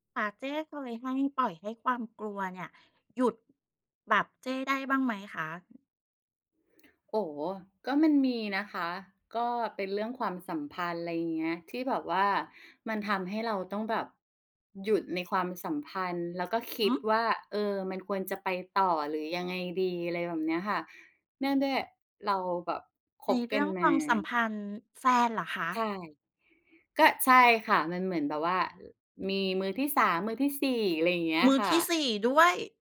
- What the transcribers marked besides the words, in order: tapping; other background noise
- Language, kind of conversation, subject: Thai, podcast, คุณเคยปล่อยให้ความกลัวหยุดคุณไว้ไหม แล้วคุณทำยังไงต่อ?